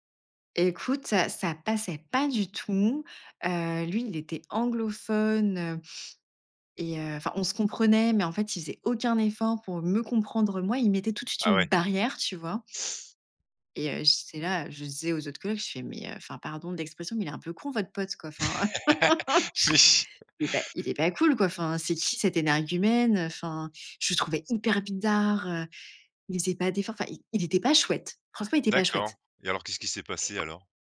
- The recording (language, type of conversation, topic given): French, podcast, Peux-tu me parler d’un moment où tu t’es senti vraiment connecté aux autres ?
- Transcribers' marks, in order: stressed: "barrière"; other background noise; laughing while speaking: "oui"; laugh